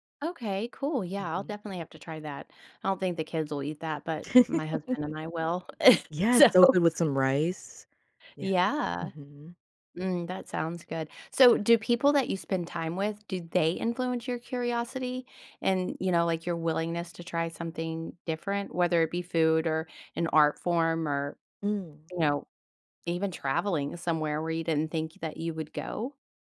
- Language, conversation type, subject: English, unstructured, What habits help me feel more creative and open to new ideas?
- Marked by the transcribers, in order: laugh; chuckle; laughing while speaking: "So"